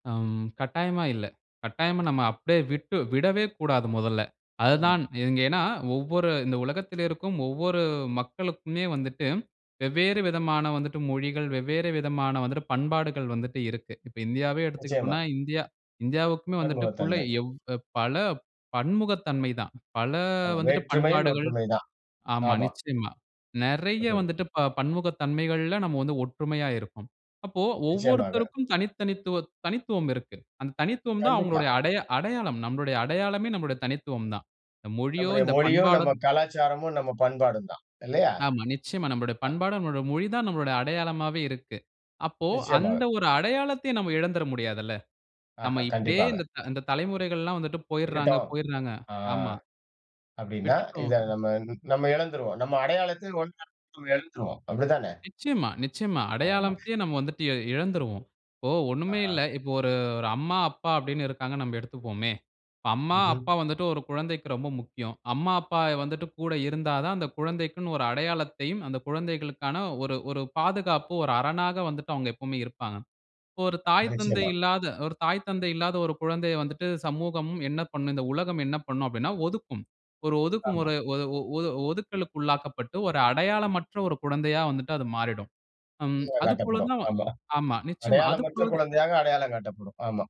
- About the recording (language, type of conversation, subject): Tamil, podcast, கலாச்சார நிகழ்ச்சிகளில் இளம் தலைமுறையைச் சிறப்பாக ஈடுபடுத்த என்ன செய்யலாம்?
- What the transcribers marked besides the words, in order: other noise; other background noise; unintelligible speech; drawn out: "ஒரு"; unintelligible speech